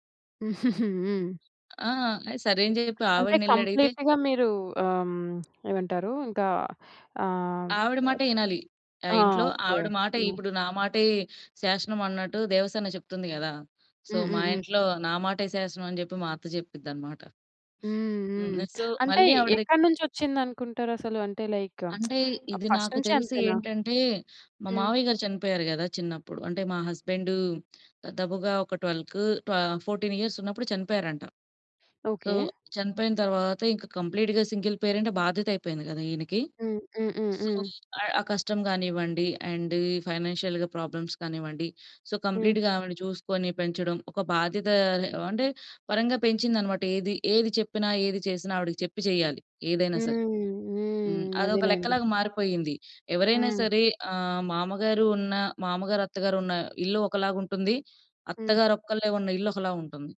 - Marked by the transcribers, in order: chuckle; other background noise; in English: "కంప్లీట్‌గా"; in English: "సో"; in English: "సో"; in English: "లైక్, ఫస్ట్"; lip smack; in English: "హస్బెండ్"; in English: "ట్వెల్వ్"; in English: "ఫోర్టీన్ ఇయర్స్"; in English: "సో"; in English: "కంప్లీట్‌గా సింగిల్ పేరెంట్"; in English: "సో"; in English: "అండ్"; in English: "ఫైనాన్షియల్‌గా ప్రాబ్లమ్స్"; in English: "సో, కంప్లీట్‌గా"
- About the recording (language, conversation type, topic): Telugu, podcast, మామగారు లేదా అత్తగారితో సమస్యలు వస్తే వాటిని గౌరవంగా ఎలా పరిష్కరించాలి?